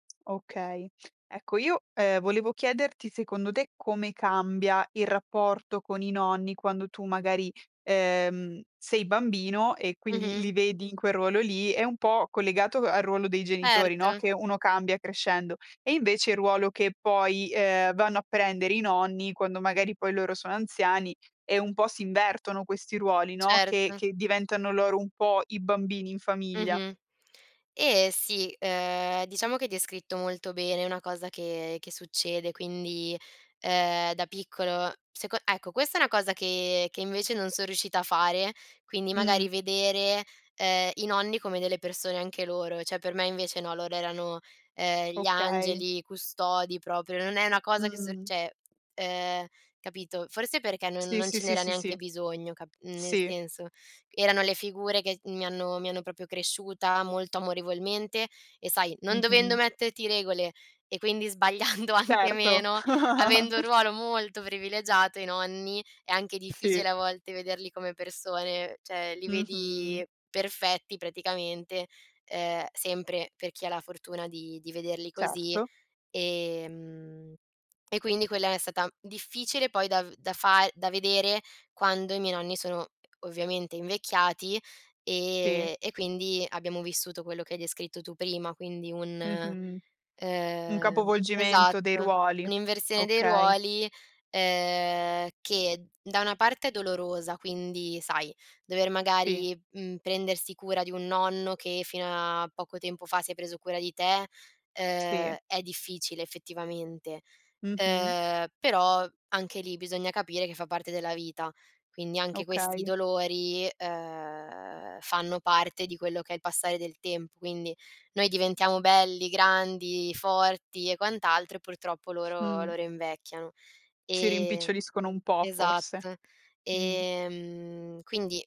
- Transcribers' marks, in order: "cioè" said as "ceh"; "cioè" said as "ceh"; tapping; chuckle; laughing while speaking: "sbagliando anche meno"; other background noise; "Cioè" said as "ceh"; drawn out: "Ehm"
- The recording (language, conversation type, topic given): Italian, podcast, Come si costruisce la fiducia tra i membri della famiglia?